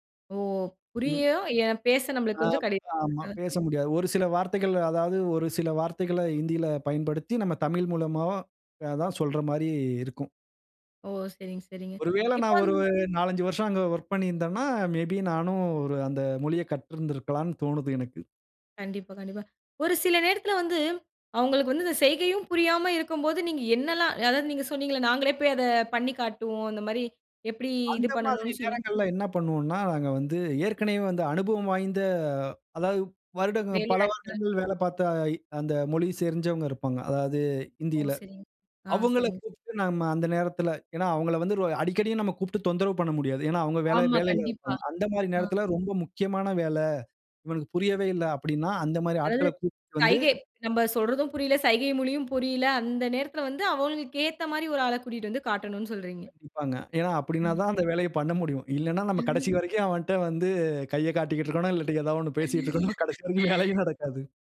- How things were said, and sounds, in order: unintelligible speech; in English: "மே பி"; "தெரிஞ்சவங்க" said as "செரிஞ்சவங்க"; chuckle; laughing while speaking: "எதோ ஒன்னு பேசிகிட்டு இருக்கணும் கடைசி வரைக்கும் வேலையும் நடக்காது"; chuckle
- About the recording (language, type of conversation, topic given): Tamil, podcast, நீங்கள் பேசும் மொழியைப் புரிந்துகொள்ள முடியாத சூழலை எப்படிச் சமாளித்தீர்கள்?